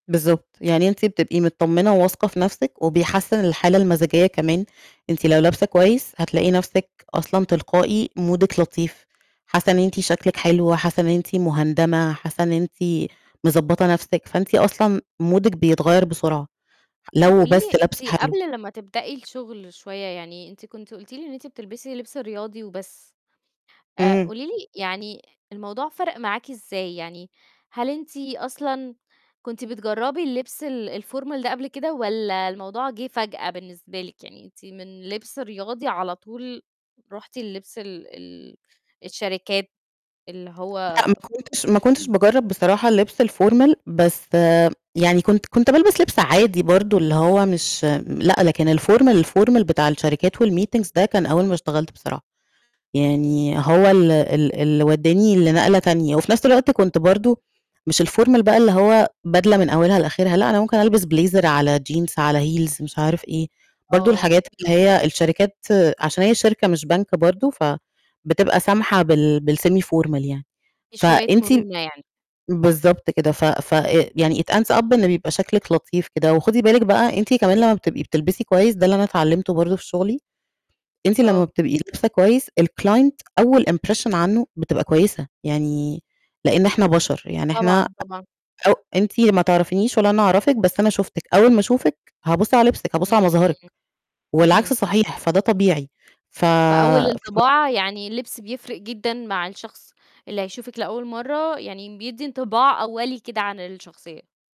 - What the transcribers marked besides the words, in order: in English: "مودك"; in English: "مودك"; in English: "الformal"; distorted speech; in English: "الformal"; in English: "الformal الformal"; in English: "الmeetings"; mechanical hum; in English: "الformal"; in English: "blazer"; in English: "jeans"; in English: "heels"; in English: "بال-semi formal"; in English: "it ends up"; in English: "الclient"; in English: "impression"; other noise
- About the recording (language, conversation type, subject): Arabic, podcast, احكيلي عن أول مرة حسّيتي إن لبسك بيعبر عنك؟
- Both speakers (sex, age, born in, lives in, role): female, 30-34, Egypt, Romania, host; female, 35-39, Egypt, Egypt, guest